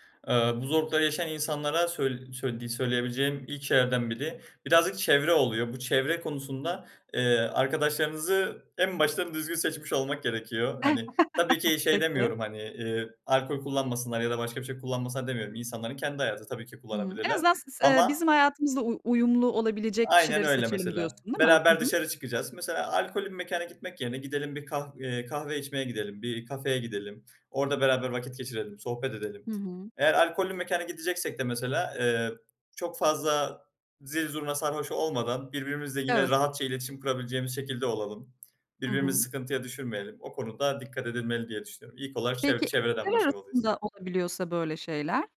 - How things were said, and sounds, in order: chuckle; tapping; other background noise
- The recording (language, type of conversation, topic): Turkish, podcast, Günlük alışkanlıklar hayatınızı nasıl değiştirir?